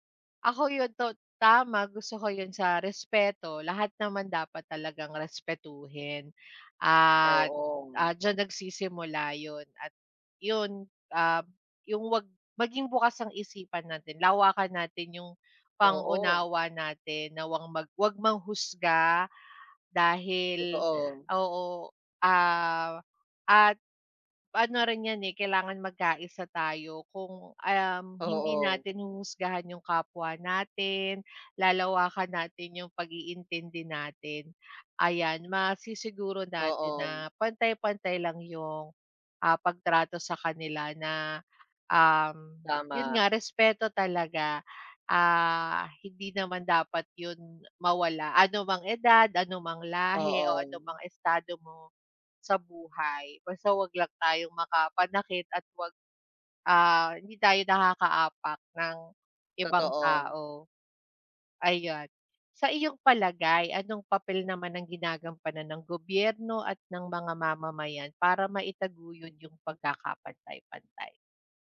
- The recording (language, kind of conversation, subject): Filipino, unstructured, Paano mo maipapaliwanag ang kahalagahan ng pagkakapantay-pantay sa lipunan?
- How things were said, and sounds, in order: other background noise; tapping